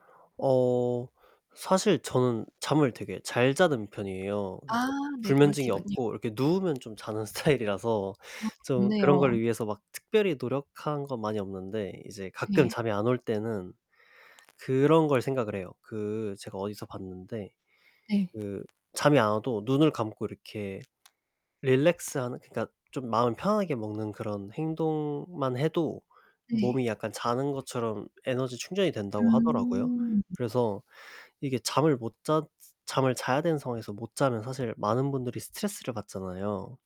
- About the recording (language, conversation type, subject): Korean, podcast, 요즘 아침에는 어떤 루틴으로 하루를 시작하시나요?
- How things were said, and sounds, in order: distorted speech; laughing while speaking: "스타일이라서"; other background noise; static; drawn out: "음"